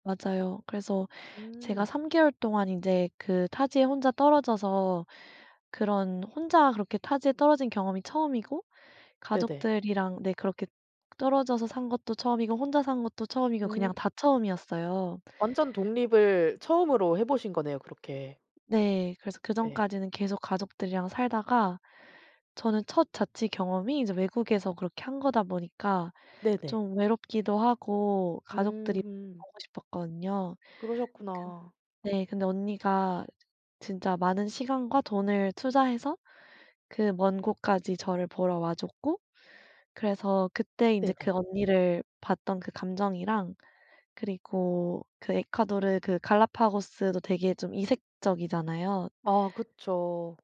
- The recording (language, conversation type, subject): Korean, podcast, 가장 기억에 남는 여행 경험은 무엇인가요?
- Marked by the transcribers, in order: other background noise